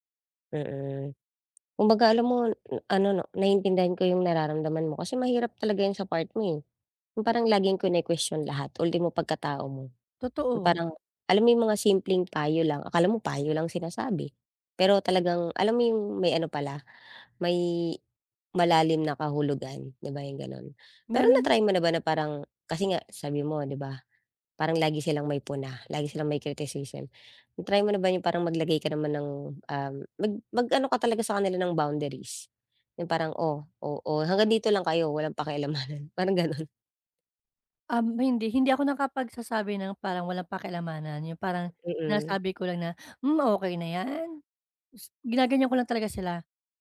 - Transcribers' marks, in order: tapping; other background noise; scoff; laughing while speaking: "parang ganun"
- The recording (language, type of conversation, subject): Filipino, advice, Paano ko malalaman kung mas dapat akong magtiwala sa sarili ko o sumunod sa payo ng iba?